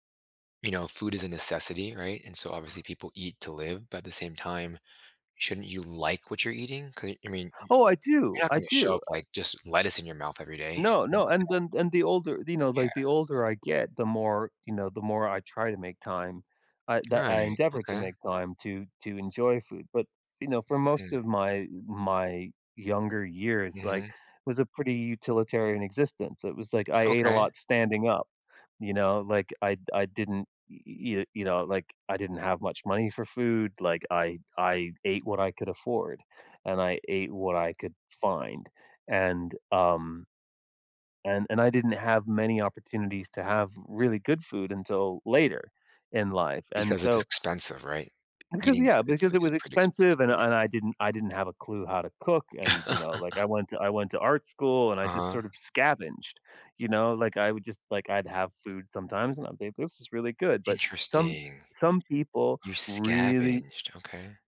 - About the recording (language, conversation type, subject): English, unstructured, How should I handle my surprising little food rituals around others?
- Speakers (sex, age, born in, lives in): male, 30-34, United States, United States; male, 55-59, United States, United States
- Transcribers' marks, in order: scoff; chuckle; stressed: "really"